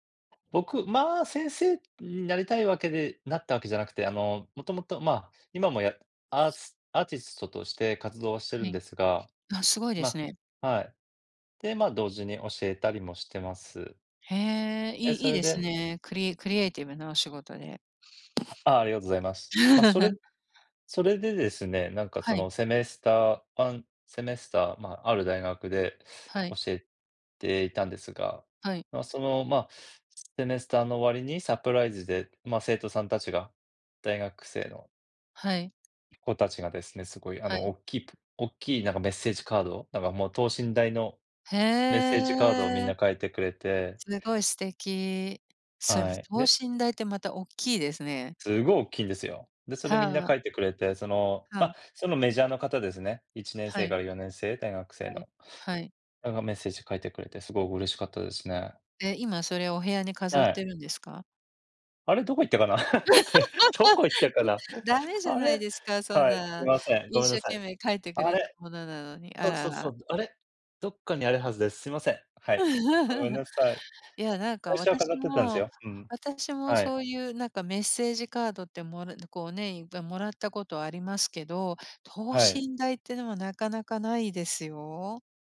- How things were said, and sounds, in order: other background noise; laugh; laugh; laughing while speaking: "どこ行ったかな"; laugh; laugh
- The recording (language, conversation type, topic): Japanese, unstructured, 仕事中に経験した、嬉しいサプライズは何ですか？